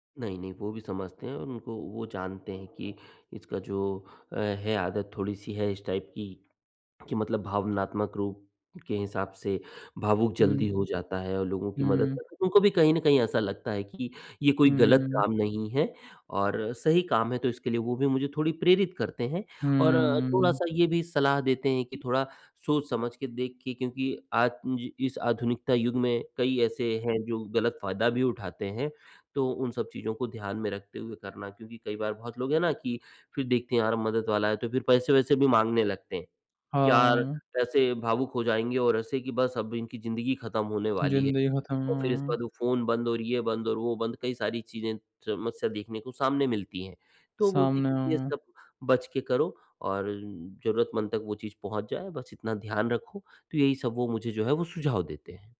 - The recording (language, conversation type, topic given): Hindi, advice, मैं किसी वृद्ध या निर्भर परिवारजन की देखभाल करते हुए भावनात्मक सीमाएँ कैसे तय करूँ और आत्मदेखभाल कैसे करूँ?
- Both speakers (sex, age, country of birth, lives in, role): male, 20-24, India, India, advisor; male, 45-49, India, India, user
- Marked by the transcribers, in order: in English: "टाइप"